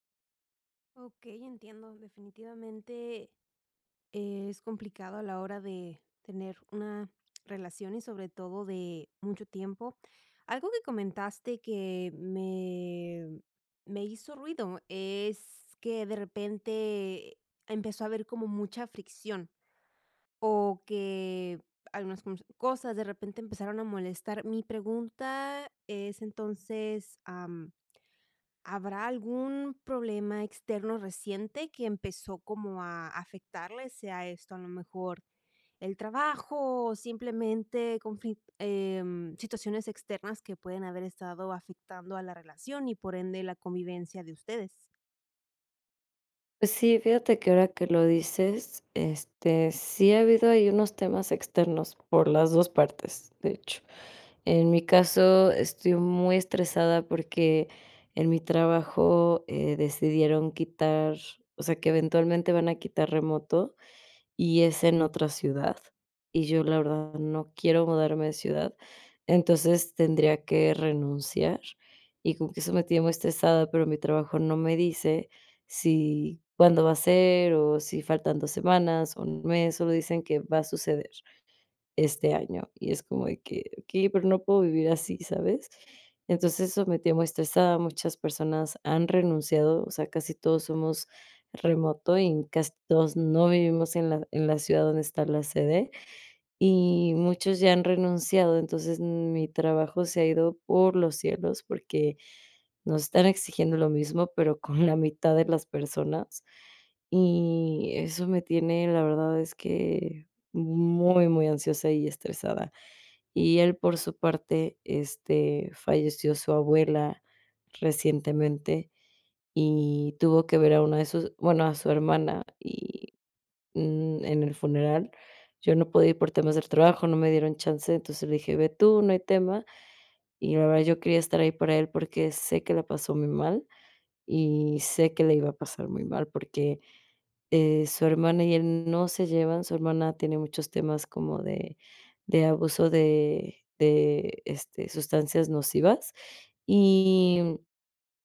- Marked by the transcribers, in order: other noise; other background noise; unintelligible speech; laughing while speaking: "con"
- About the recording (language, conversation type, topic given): Spanish, advice, ¿Cómo puedo manejar un conflicto de pareja cuando uno quiere quedarse y el otro quiere regresar?